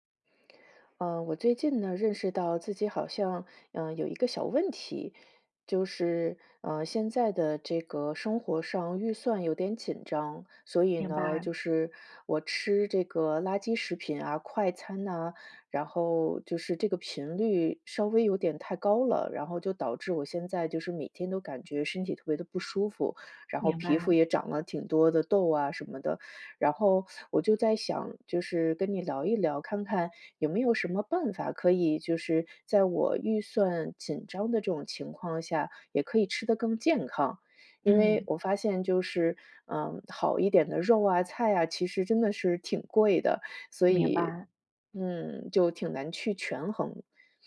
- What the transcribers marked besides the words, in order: none
- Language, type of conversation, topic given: Chinese, advice, 我怎样在预算有限的情况下吃得更健康？